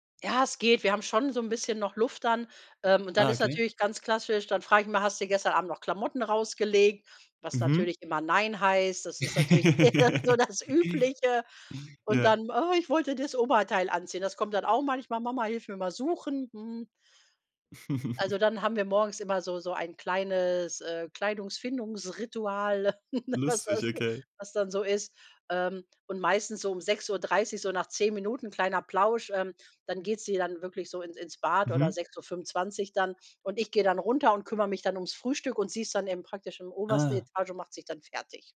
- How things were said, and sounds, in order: laugh; tapping; laughing while speaking: "eher so das"; put-on voice: "Oh, ich wollte"; chuckle; chuckle; laughing while speaking: "was was"
- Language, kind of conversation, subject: German, podcast, Wie sieht dein Morgenritual zu Hause aus?